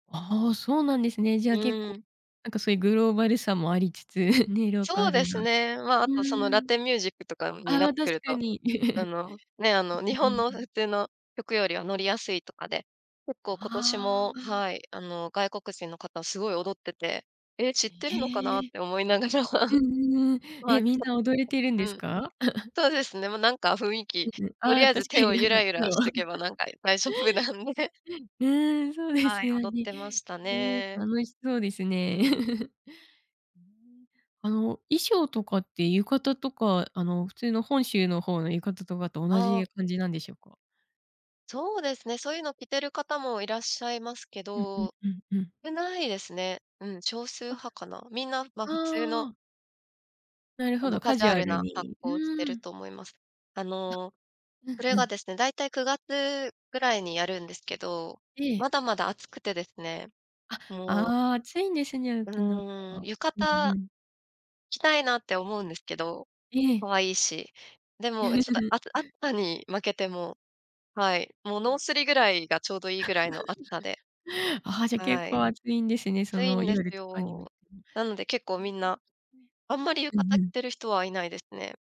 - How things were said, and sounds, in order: giggle; giggle; laughing while speaking: "思いながら"; giggle; unintelligible speech; laughing while speaking: "大丈夫なんで"; giggle; giggle; giggle; unintelligible speech
- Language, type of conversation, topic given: Japanese, podcast, 祭りで特に好きなことは何ですか？